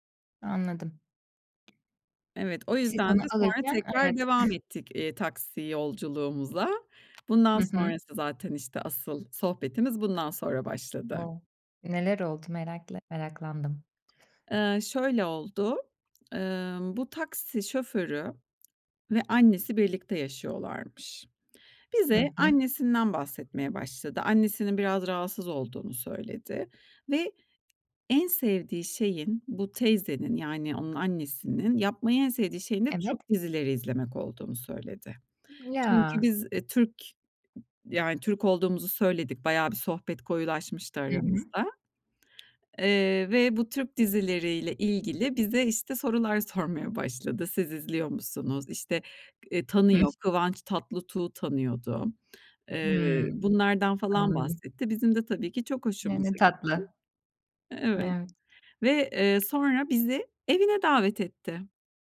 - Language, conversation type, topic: Turkish, podcast, Yerel insanlarla yaptığın en ilginç sohbeti anlatır mısın?
- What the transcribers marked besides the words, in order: other background noise; chuckle; unintelligible speech